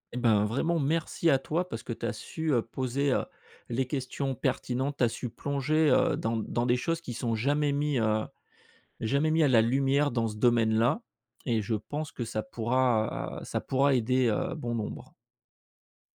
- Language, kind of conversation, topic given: French, podcast, Comment rester authentique lorsque vous exposez votre travail ?
- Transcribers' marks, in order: none